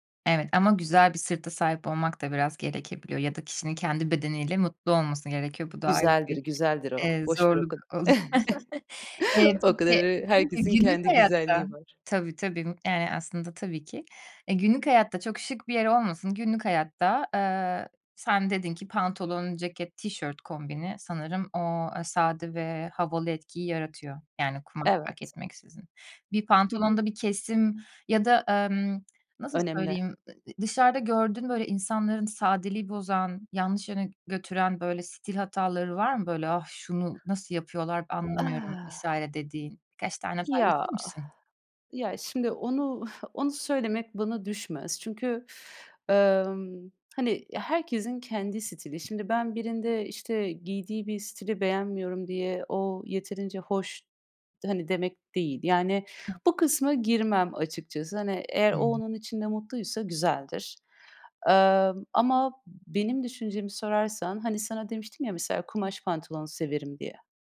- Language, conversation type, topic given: Turkish, podcast, Hem sade hem dikkat çekici bir stil nasıl oluşturabilirim?
- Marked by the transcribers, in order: chuckle; tapping; chuckle; unintelligible speech; other background noise; unintelligible speech; exhale; inhale; lip smack; unintelligible speech